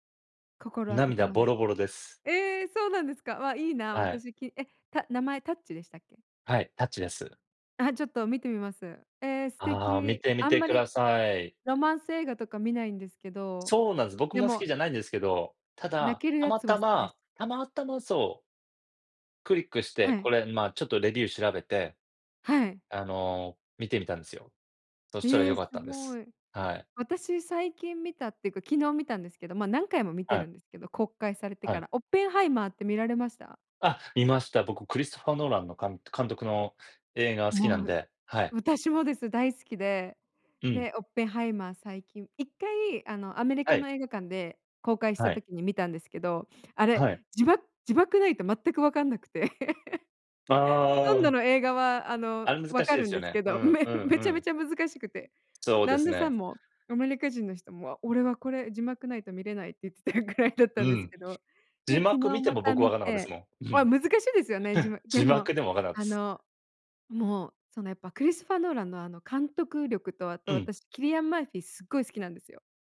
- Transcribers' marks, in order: other background noise; tapping; laughing while speaking: "分かんなくて"; laugh; laughing while speaking: "言ってたぐらい"; chuckle
- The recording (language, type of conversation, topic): Japanese, unstructured, 最近観た映画の中で、特に印象に残っている作品は何ですか？